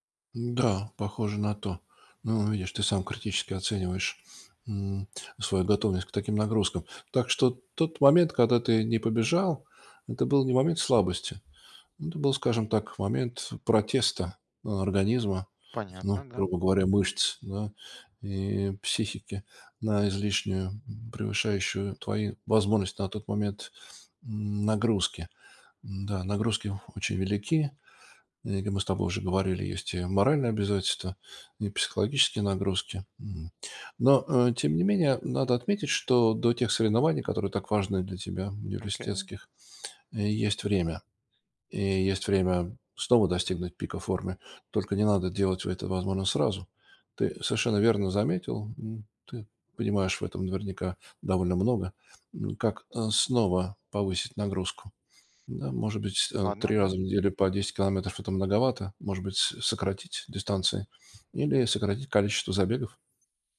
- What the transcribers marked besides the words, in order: tapping
- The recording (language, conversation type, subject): Russian, advice, Как восстановиться после срыва, не впадая в отчаяние?